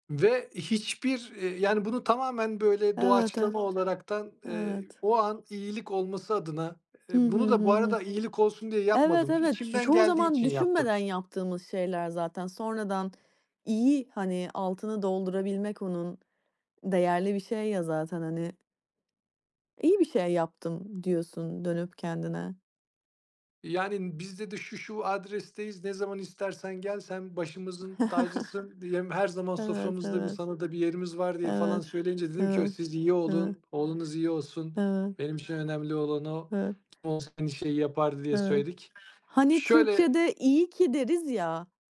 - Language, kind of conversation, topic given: Turkish, unstructured, Küçük iyilikler neden büyük fark yaratır?
- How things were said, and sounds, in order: other background noise; chuckle